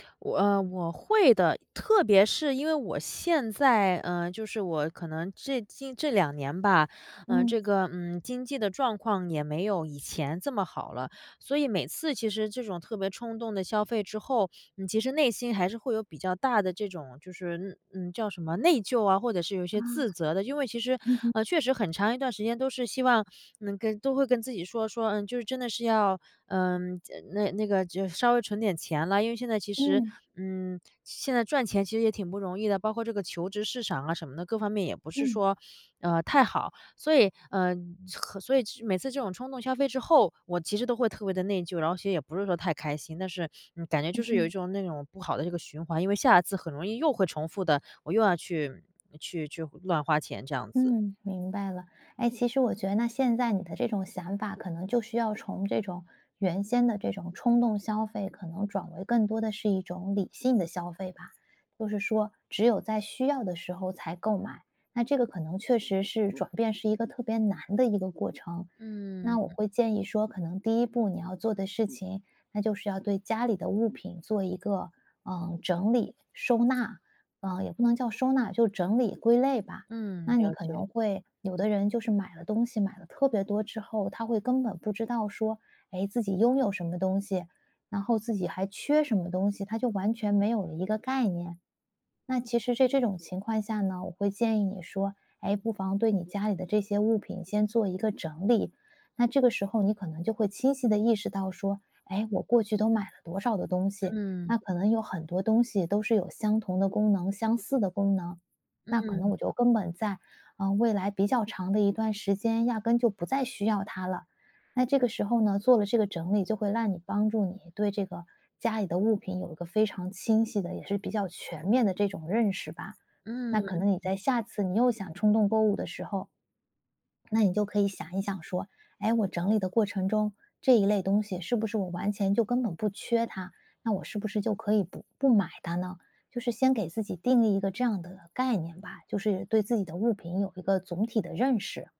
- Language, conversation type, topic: Chinese, advice, 如何更有效地避免冲动消费？
- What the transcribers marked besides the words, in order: other background noise; "从" said as "虫"; background speech; tapping; "在" said as "这"; other noise; swallow